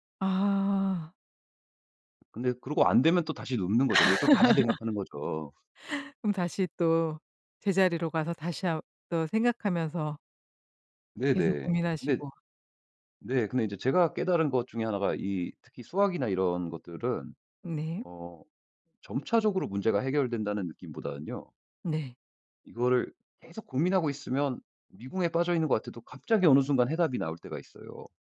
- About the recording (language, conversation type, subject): Korean, podcast, 효과적으로 복습하는 방법은 무엇인가요?
- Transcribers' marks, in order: laugh